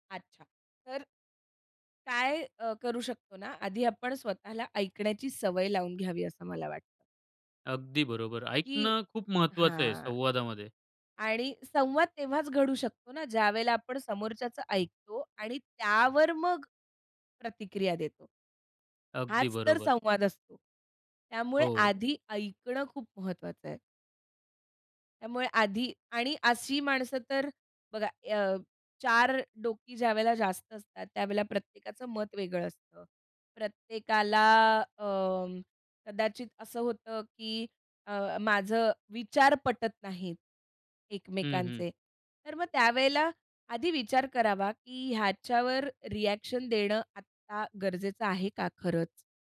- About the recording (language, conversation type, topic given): Marathi, podcast, साथीदाराशी संवाद सुधारण्यासाठी कोणते सोपे उपाय सुचवाल?
- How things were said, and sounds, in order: drawn out: "हां"; trusting: "त्यावर मग प्रतिक्रिया देतो"; in English: "रिएक्शन"